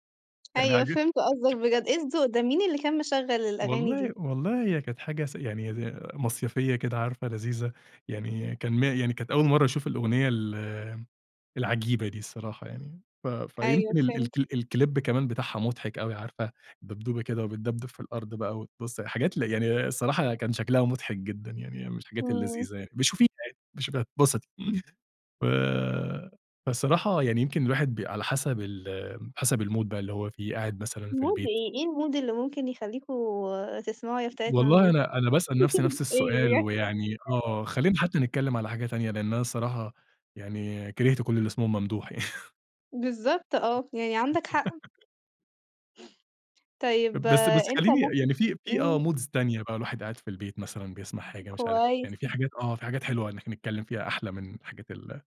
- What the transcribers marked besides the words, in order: unintelligible speech; laugh; in English: "الClip"; chuckle; in English: "الMood"; in English: "Mood"; in English: "الMood"; laugh; chuckle; chuckle; tapping; laugh; in English: "moods"
- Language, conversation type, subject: Arabic, podcast, إزاي بتختار الأغاني لبلاي ليست مشتركة؟